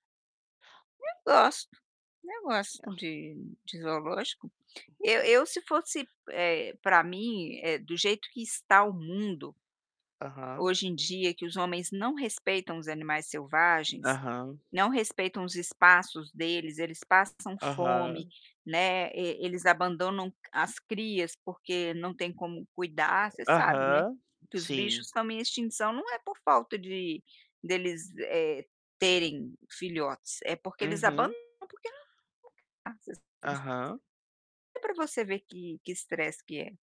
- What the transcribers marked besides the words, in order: other background noise; distorted speech; tapping; unintelligible speech
- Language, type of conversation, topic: Portuguese, unstructured, Quais são os efeitos da exposição a ambientes estressantes na saúde emocional dos animais?